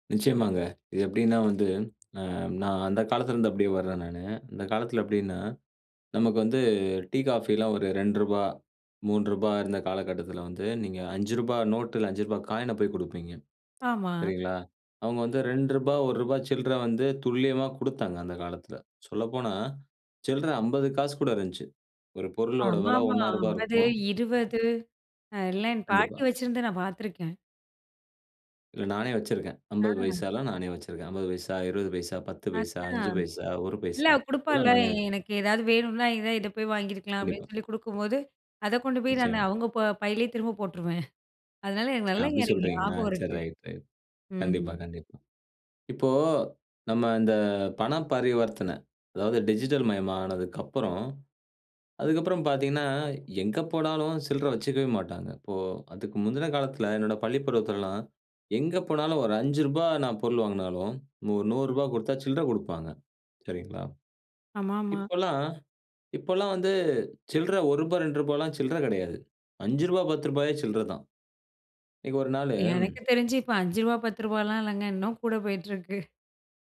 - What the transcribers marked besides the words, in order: in English: "காயின்"; other noise; laughing while speaking: "திரும்ப போட்டுருவேன்"; unintelligible speech; laughing while speaking: "இன்னும் கூட போயிட்டிருக்கு"
- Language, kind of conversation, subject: Tamil, podcast, பணமில்லா பரிவர்த்தனைகள் வாழ்க்கையை எப்படித் மாற்றியுள்ளன?